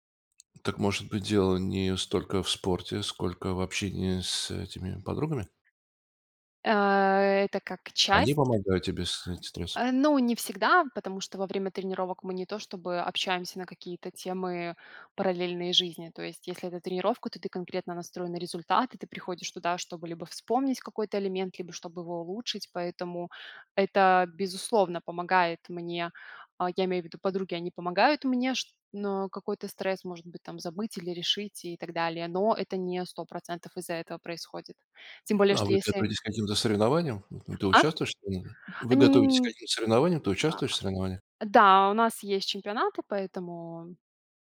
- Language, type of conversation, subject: Russian, podcast, Как вы справляетесь со стрессом в повседневной жизни?
- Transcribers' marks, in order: tapping; unintelligible speech